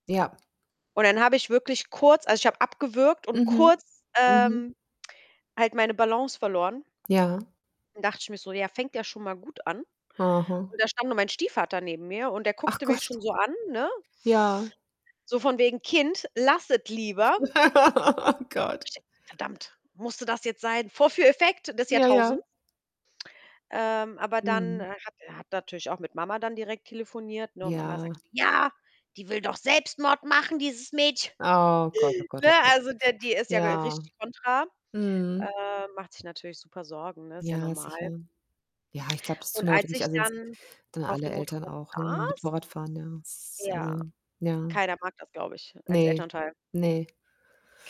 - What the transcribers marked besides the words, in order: distorted speech; other background noise; laugh; put-on voice: "Ja, die will doch Selbstmord machen, dieses Mädchen"; chuckle
- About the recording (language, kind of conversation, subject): German, unstructured, Was treibt Innovationen stärker voran: Risiko oder Stabilität?